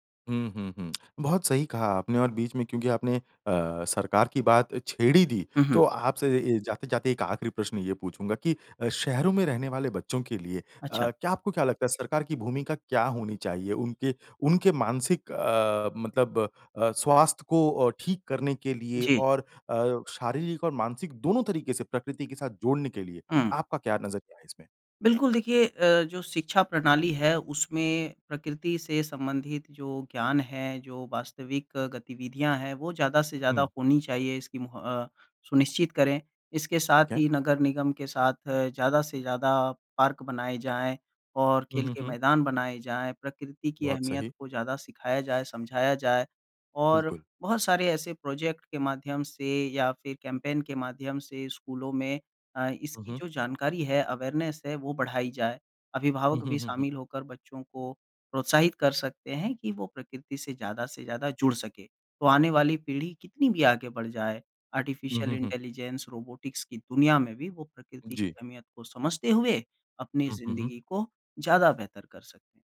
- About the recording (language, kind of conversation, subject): Hindi, podcast, बच्चों को प्रकृति से जोड़े रखने के प्रभावी तरीके
- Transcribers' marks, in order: tongue click; in English: "पार्क"; in English: "प्रोजेक्ट"; in English: "कैंपेन"; in English: "अवेयरनेस"; in English: "आर्टिफिशियल इंटेलिजेंस"